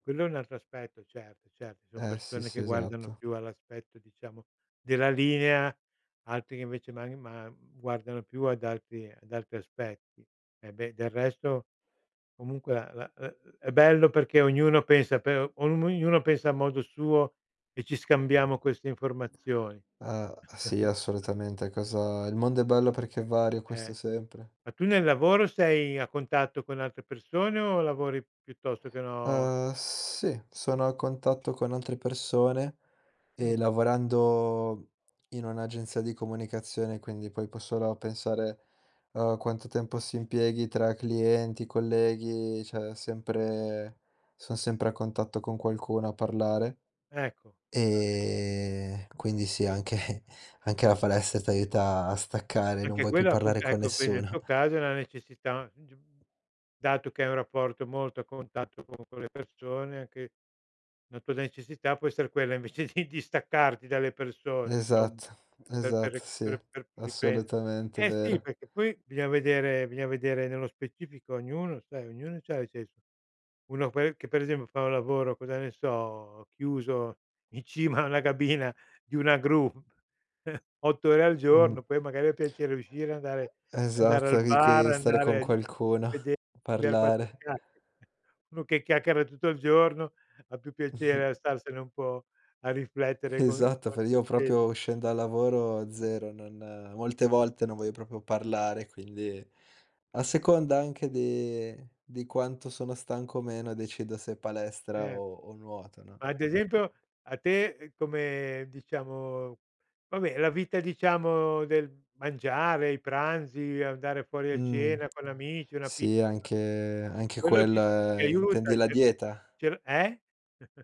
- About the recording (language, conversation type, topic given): Italian, podcast, Che cosa ti piace fare nel tempo libero per ricaricarti davvero?
- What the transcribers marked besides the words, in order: tapping; chuckle; drawn out: "lavorando"; "cioè" said as "ceh"; drawn out: "Ehm"; unintelligible speech; laughing while speaking: "anche"; "bisogna" said as "bigna"; laughing while speaking: "cima a una cabina"; chuckle; other background noise; other noise; chuckle; chuckle; "proprio" said as "propio"; unintelligible speech; "proprio" said as "propio"; drawn out: "come diciamo"; drawn out: "anche"; "cioè" said as "ceh"; chuckle